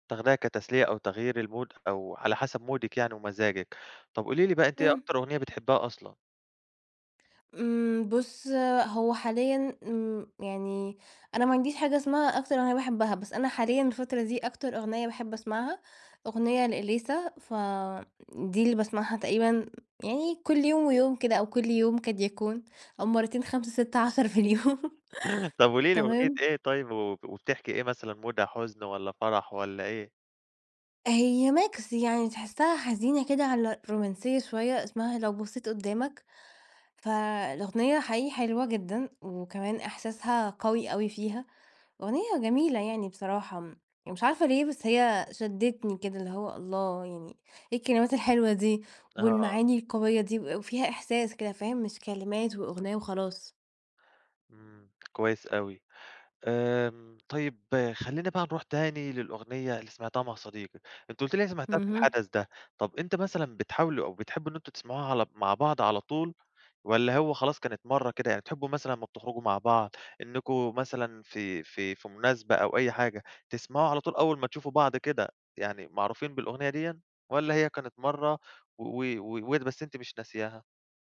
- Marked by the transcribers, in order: in English: "المود"; other street noise; "قد" said as "كد"; laughing while speaking: "في اليوم"; chuckle; in English: "مودها"; in English: "mix"; tapping; other background noise
- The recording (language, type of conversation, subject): Arabic, podcast, إيه هي الأغنية اللي سمعتها وإنت مع صاحبك ومش قادر تنساها؟
- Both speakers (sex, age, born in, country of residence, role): female, 20-24, Egypt, Portugal, guest; male, 25-29, Egypt, Greece, host